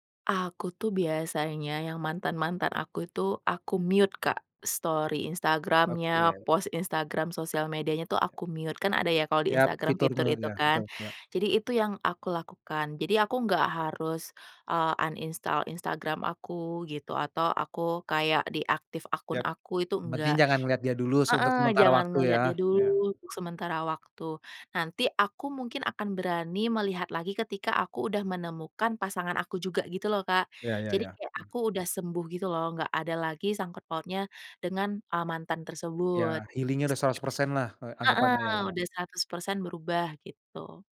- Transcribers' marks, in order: in English: "mute"; tapping; in English: "mute"; in English: "mute"; in English: "uninstall"; in English: "deactive"; other background noise; in English: "healing-nya"
- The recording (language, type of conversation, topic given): Indonesian, podcast, Apa yang paling membantu saat susah move on?